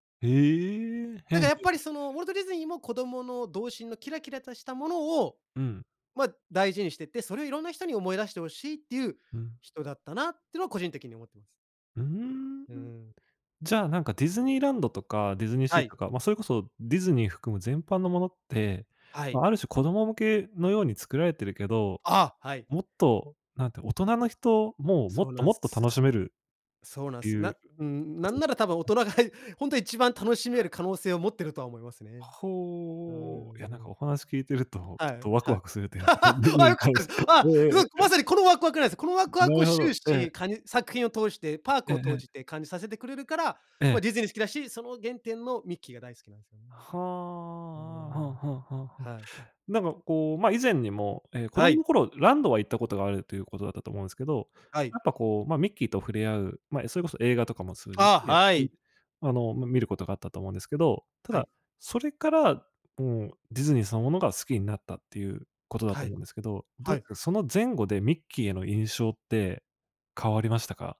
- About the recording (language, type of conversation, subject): Japanese, podcast, 好きなキャラクターの魅力を教えてくれますか？
- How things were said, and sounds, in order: other background noise; laugh; other noise